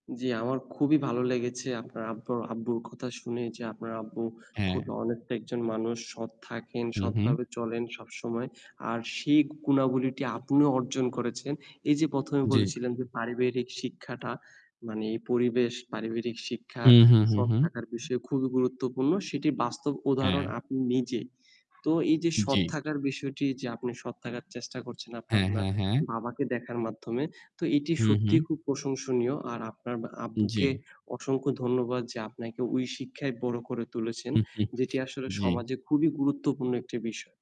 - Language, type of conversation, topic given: Bengali, unstructured, সৎ থাকার জন্য আপনার সবচেয়ে বড় অনুপ্রেরণা কী?
- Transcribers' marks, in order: static; other background noise; in English: "honest"; "পারিবারিক" said as "পারিবেরিক"; chuckle